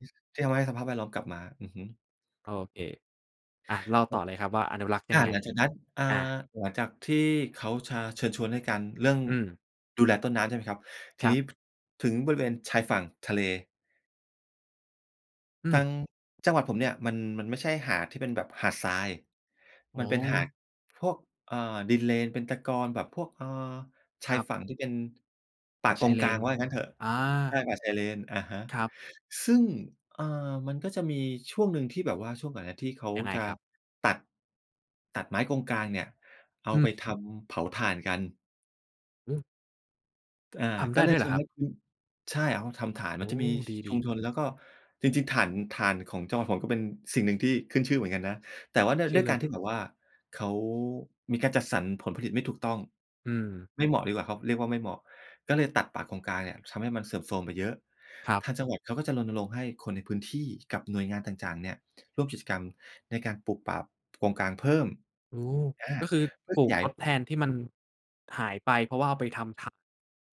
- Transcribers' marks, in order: "ต่าง" said as "จ่าง"
- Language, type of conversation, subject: Thai, podcast, ถ้าพูดถึงการอนุรักษ์ทะเล เราควรเริ่มจากอะไร?